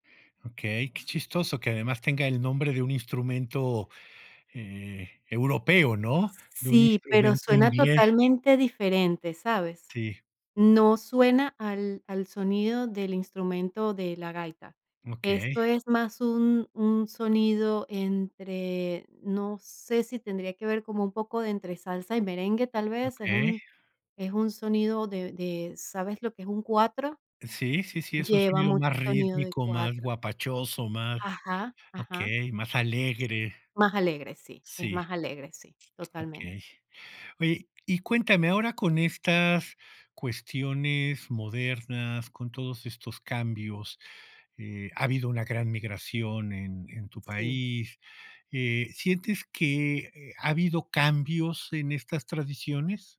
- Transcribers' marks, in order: other background noise; tapping
- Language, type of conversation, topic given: Spanish, podcast, ¿Qué papel juegan tus abuelos en tus tradiciones?